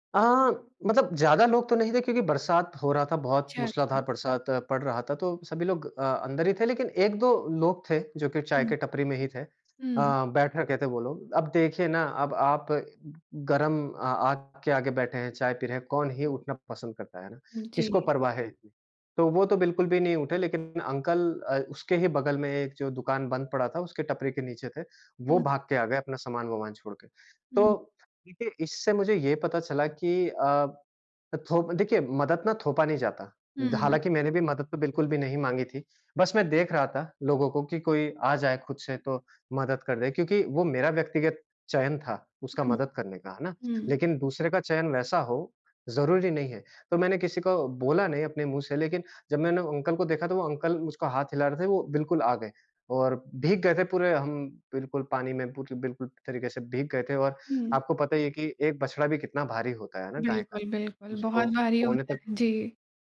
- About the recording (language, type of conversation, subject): Hindi, podcast, किसी अजनबी ने आपकी मदद कैसे की?
- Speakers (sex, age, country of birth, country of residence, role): female, 30-34, India, India, host; male, 30-34, India, India, guest
- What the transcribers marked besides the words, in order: tapping